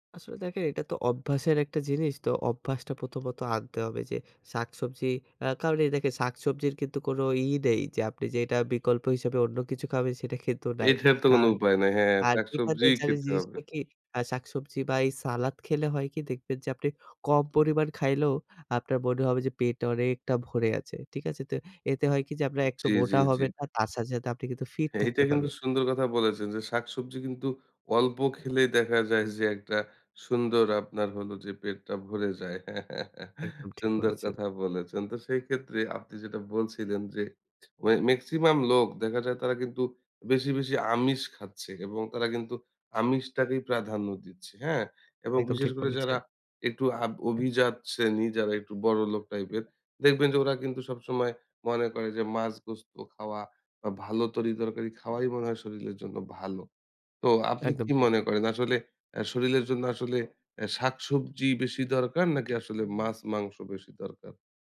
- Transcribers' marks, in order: chuckle; other background noise; tapping
- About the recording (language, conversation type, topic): Bengali, podcast, জিমে না গিয়ে কীভাবে ফিট থাকা যায়?